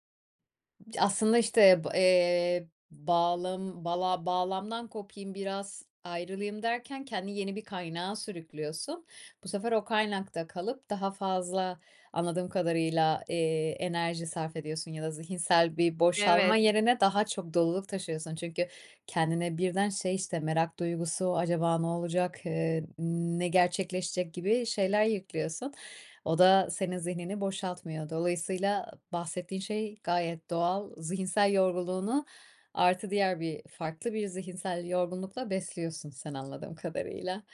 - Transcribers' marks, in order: other background noise; tapping
- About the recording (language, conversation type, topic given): Turkish, advice, Molalar sırasında zihinsel olarak daha iyi nasıl yenilenebilirim?